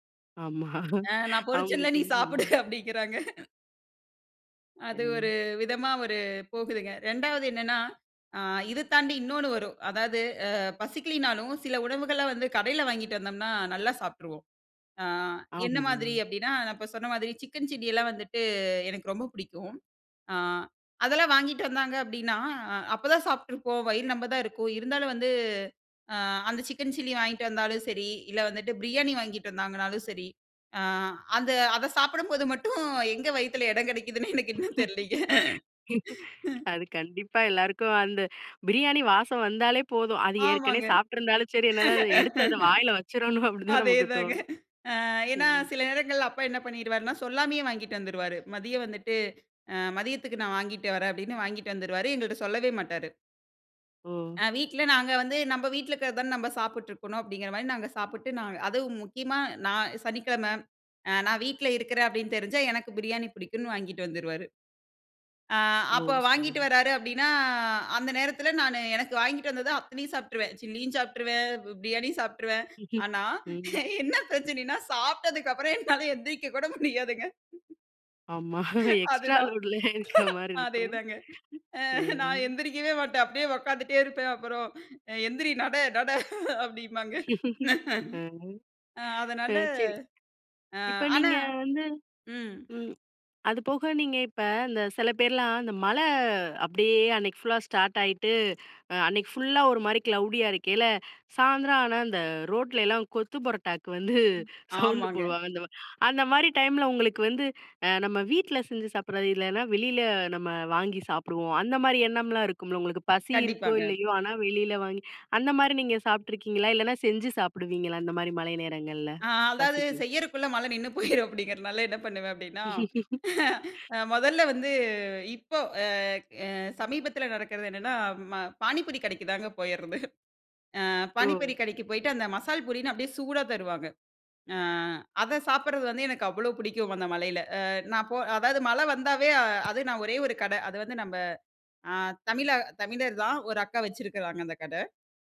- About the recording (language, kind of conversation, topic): Tamil, podcast, பசியா அல்லது உணவுக்கான ஆசையா என்பதை எப்படி உணர்வது?
- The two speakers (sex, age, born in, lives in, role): female, 25-29, India, India, guest; female, 35-39, India, India, host
- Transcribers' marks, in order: chuckle; laughing while speaking: "ஆ நான் பொரிச்சேன்ல நீ சாப்பிடு அப்பிடிங்கிறாங்க"; other background noise; laughing while speaking: "அத சாப்பிடும்போது மட்டும் எங்கே வயித்தில இடம் கிடைக்கிதுன்னே எனக்கு இன்னும் தெரிலேங்க"; laughing while speaking: "அது கண்டிப்பா எல்லாருக்கும் அந்த பிரியாணி … அப்பிடிதான் நமக்கு தோணும்"; laugh; laugh; laughing while speaking: "அதே தாங்க. அ ஏன்னா சில நேரங்கள்ல அப்பா என்ன பண்ணிடுவாருன்னா, சொல்லாமயே வாங்கிட்டு வந்துருவாரு"; laughing while speaking: "ஆ அப்ப வாங்கிட்டு வர்றாரு அப்பிடின்னா … நட நட அப்பிடிம்பாங்க"; chuckle; laughing while speaking: "ஆமா எக்ஸ்ட்ரா லோட்லயே இருக்கமாரி இருக்கும்"; in English: "எக்ஸ்ட்ரா லோட்லயே"; tapping; laugh; other noise; laugh; in English: "ஃபுல்லா ஸ்டார்ட்"; in English: "க்ளோடியா"; laughing while speaking: "அந்த ரோட்லயெல்லாம் கொத்து பரோட்டாக்கு வந்து … பசி இருக்கோ! இல்லயோ!"; laughing while speaking: "ஆ அதாவது செய்யிறக்குள்ள மழ நின்னுபோயிரும், அப்பிடிங்கிறனால என்ன பண்ணுவேன், அப்பிடின்னா"; laugh; laughing while speaking: "இப்போ அ அ சமீபத்தில நடக்கிறது … வச்சிருக்கிறாங்க அந்த கட"